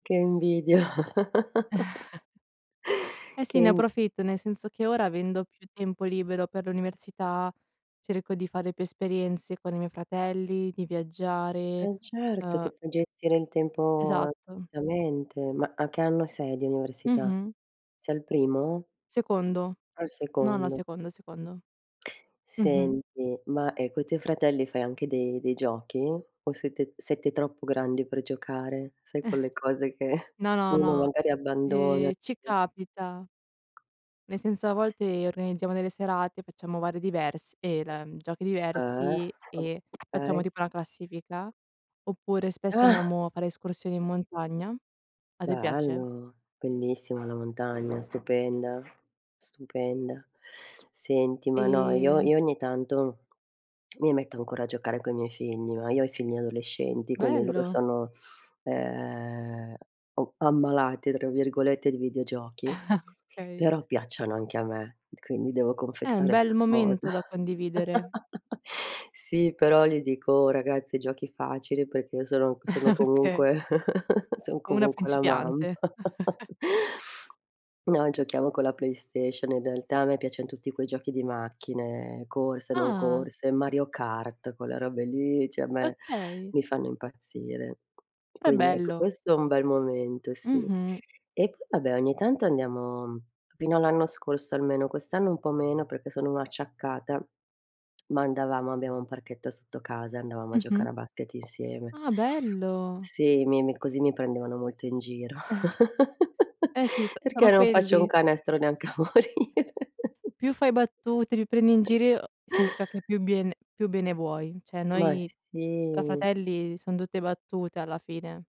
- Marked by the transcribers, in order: chuckle; laugh; "diversamente" said as "samente"; chuckle; other background noise; "adolescenti" said as "adolescendi"; chuckle; laughing while speaking: "cosa"; laugh; chuckle; laughing while speaking: "mamma"; chuckle; laugh; chuckle; tapping; chuckle; laugh; laughing while speaking: "neanche a morire"; laugh; chuckle; "giro" said as "girio"; "biene" said as "bene"
- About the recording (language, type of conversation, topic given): Italian, unstructured, Cosa ti piace fare quando sei in compagnia?